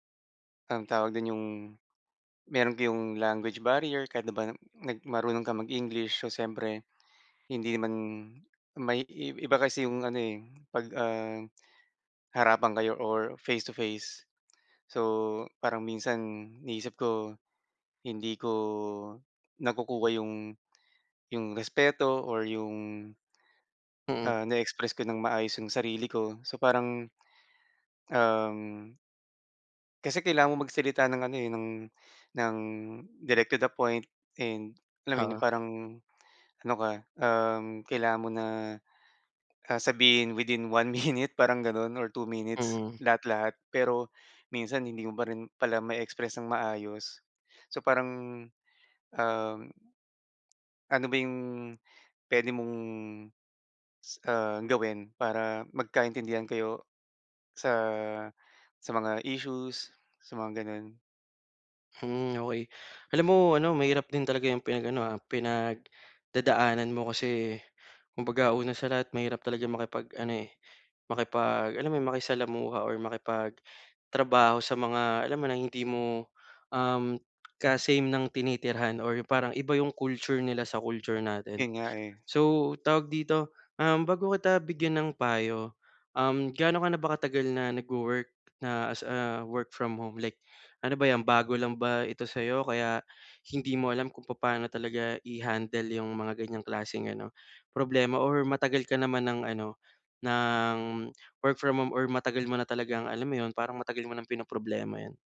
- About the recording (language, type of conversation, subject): Filipino, advice, Paano ko makikilala at marerespeto ang takot o pagkabalisa ko sa araw-araw?
- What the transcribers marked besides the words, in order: dog barking; laughing while speaking: "minute"